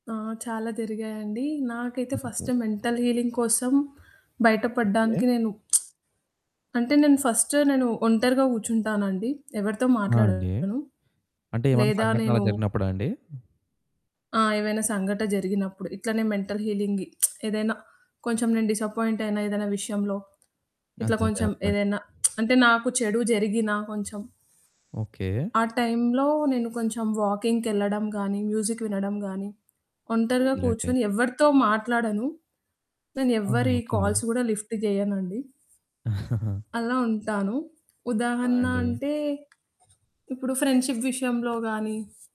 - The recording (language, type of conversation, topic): Telugu, podcast, మనసుకు ఉపశమనం పొందేందుకు మీరు ముందుగా ఏం చేస్తారు?
- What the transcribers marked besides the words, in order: static; other background noise; in English: "మెంటల్ హీలింగ్"; lip smack; distorted speech; in English: "మెంటల్ హీలింగ్"; lip smack; in English: "డిసప్పాయింట్"; lip smack; in English: "మ్యూజిక్"; in English: "కాల్స్"; in English: "లిఫ్ట్"; chuckle; in English: "ఫ్రెండ్షషిప్"